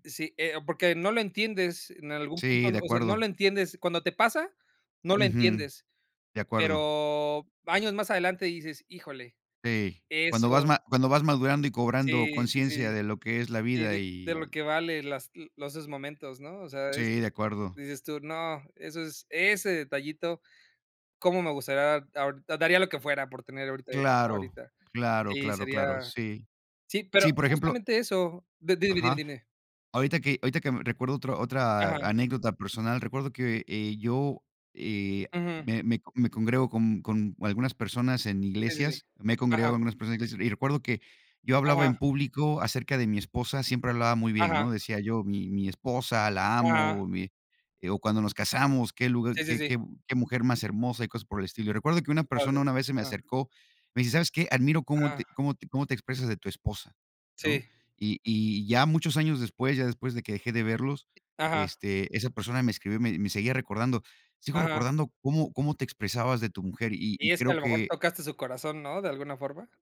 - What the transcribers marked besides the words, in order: none
- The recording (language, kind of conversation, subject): Spanish, unstructured, ¿Cómo te gustaría que te recordaran después de morir?
- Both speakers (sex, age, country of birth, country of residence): male, 35-39, Mexico, Mexico; male, 50-54, United States, United States